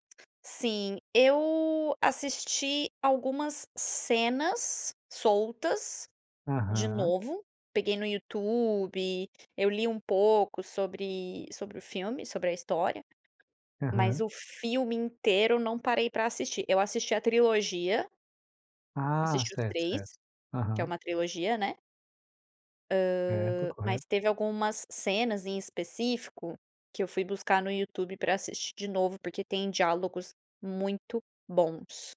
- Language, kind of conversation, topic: Portuguese, podcast, Que filme marcou sua vida e por quê?
- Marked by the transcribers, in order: none